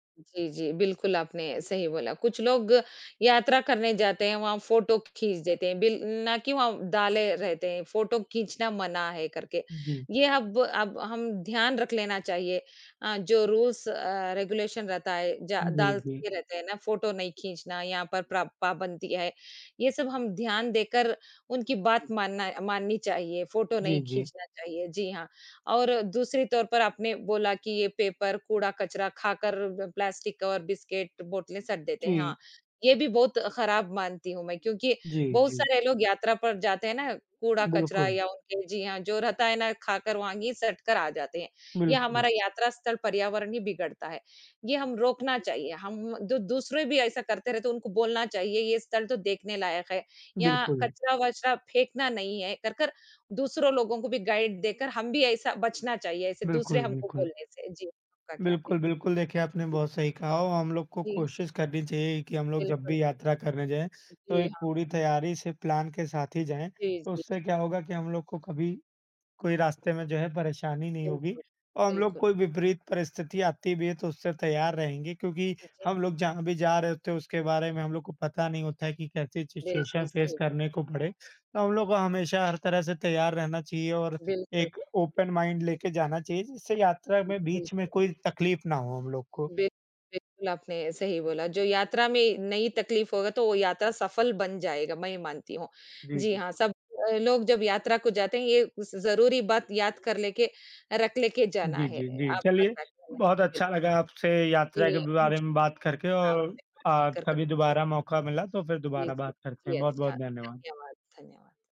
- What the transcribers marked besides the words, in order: in English: "रूल्स"; in English: "रेगुलेशन"; other background noise; other noise; in English: "गाइड"; in English: "प्लान"; in English: "सिचूऐशन फेस"; tapping; in English: "ओपन माइंड"
- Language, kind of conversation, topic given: Hindi, unstructured, यात्रा करते समय सबसे ज़रूरी चीज़ क्या होती है?